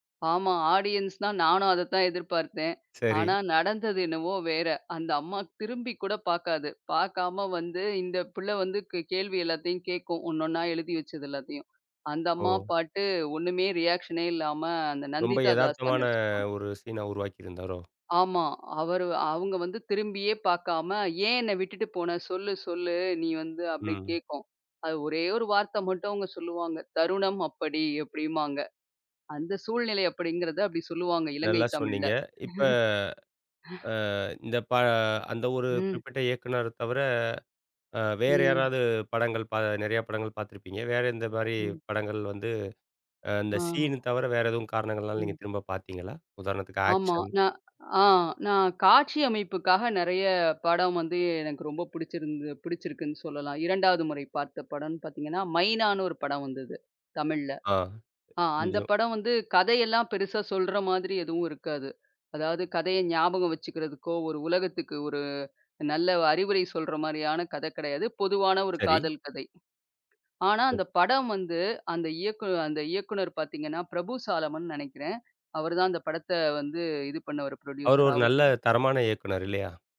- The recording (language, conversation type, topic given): Tamil, podcast, மறுபடியும் பார்க்கத் தூண்டும் திரைப்படங்களில் பொதுவாக என்ன அம்சங்கள் இருக்கும்?
- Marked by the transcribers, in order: in English: "ஆடியன்ஸ்ன்னா"; in English: "ரீயாக்ஷனே"; in English: "சீனா"; chuckle; other noise; in English: "சீன்"; in English: "ஆக்ஷன்"; other background noise; unintelligible speech; tapping; in English: "ப்ரொட்யூசர்"